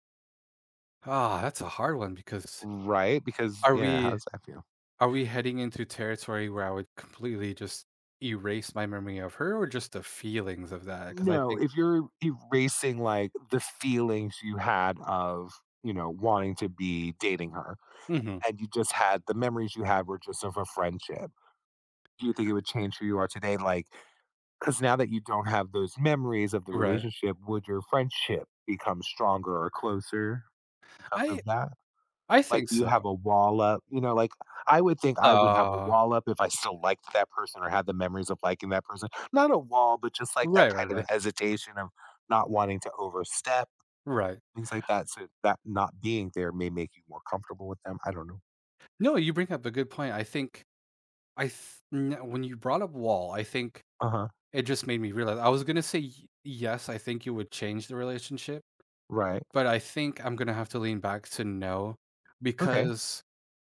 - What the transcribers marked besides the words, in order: tapping; other background noise
- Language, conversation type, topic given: English, unstructured, How do our memories shape who we become over time?